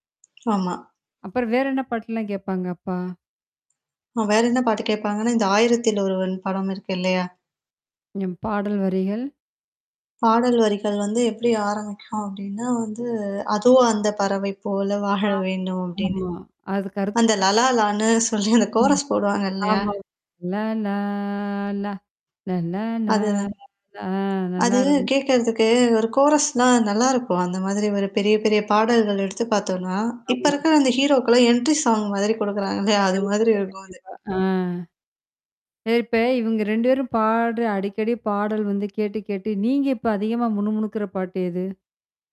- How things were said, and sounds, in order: singing: "அதோ அந்த பறவை போல வாழ வேண்டும்"; distorted speech; unintelligible speech; laughing while speaking: "அந்த லல லான்னு சொல்லி அந்த கோரஸ் போடுவாங்க இல்லையா?"; in English: "கோரஸ்"; singing: "லல்லா லா லல்லா லா"; in English: "கோரஸ்லாம்"; in English: "ஹீரோக்கல்லாம் என்ட்ரி சாங்"
- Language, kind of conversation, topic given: Tamil, podcast, பெற்றோர் கேட்க வைத்த இசை உங்கள் இசை ரசனையை எப்படிப் பாதித்தது?